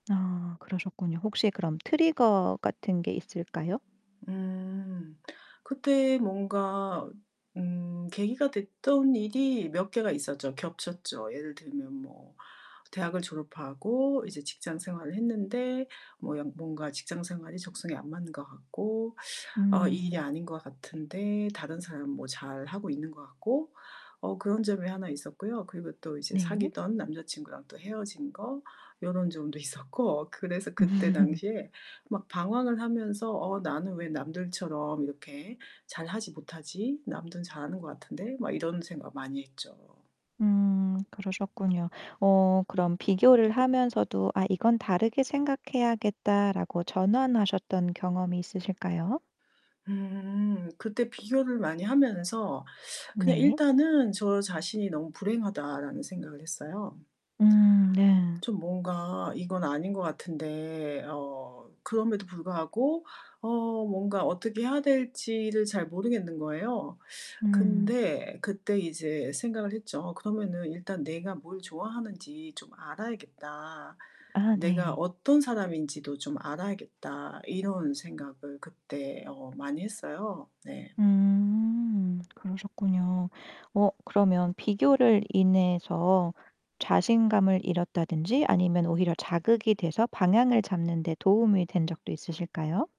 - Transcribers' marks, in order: background speech; in English: "트리거"; laughing while speaking: "있었고"; laughing while speaking: "음"; other background noise
- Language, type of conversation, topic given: Korean, podcast, 다른 사람과 비교할 때 자신감을 지키는 비결은 뭐예요?